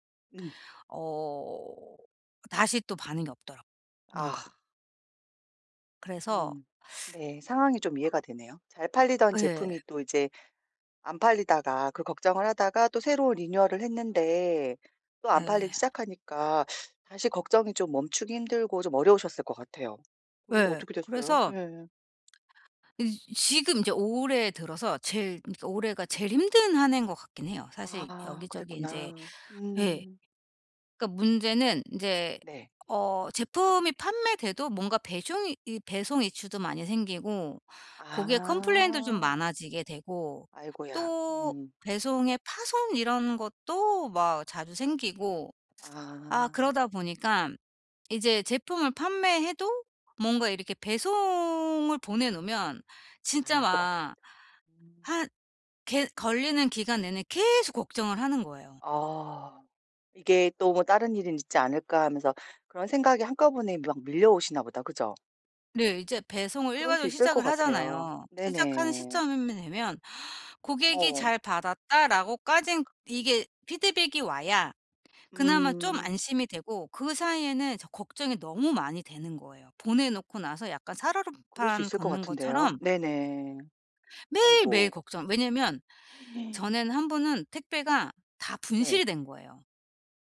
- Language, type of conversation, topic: Korean, advice, 걱정이 멈추지 않을 때, 걱정을 줄이고 해결에 집중하려면 어떻게 해야 하나요?
- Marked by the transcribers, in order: other background noise; in English: "리뉴얼을"; tapping; gasp